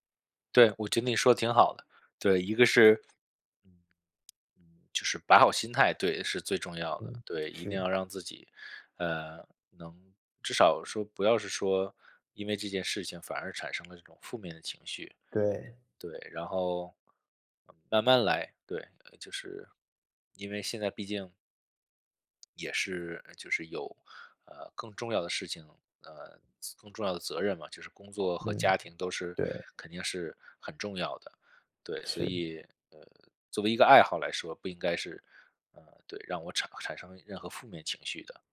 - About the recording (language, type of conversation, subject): Chinese, advice, 如何在工作占满时间的情况下安排固定的创作时间？
- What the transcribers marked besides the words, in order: other noise; other background noise